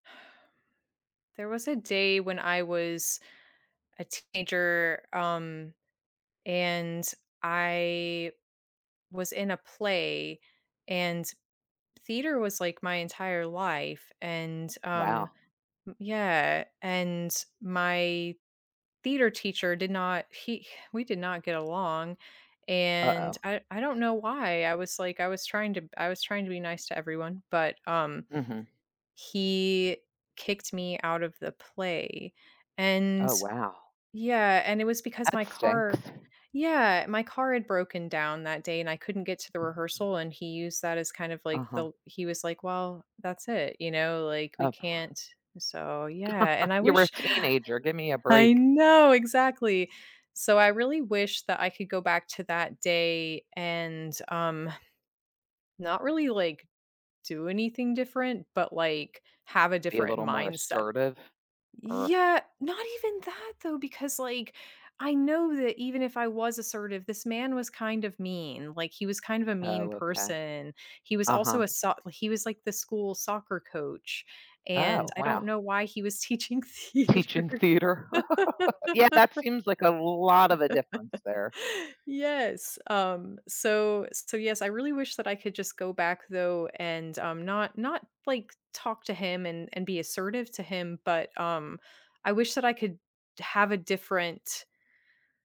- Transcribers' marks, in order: sigh; other background noise; chuckle; laughing while speaking: "teaching theater"; laugh; stressed: "lot"; laugh
- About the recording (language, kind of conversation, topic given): English, unstructured, How might revisiting a moment from your past change your perspective on life today?
- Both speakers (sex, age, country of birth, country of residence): female, 40-44, United States, United States; female, 55-59, United States, United States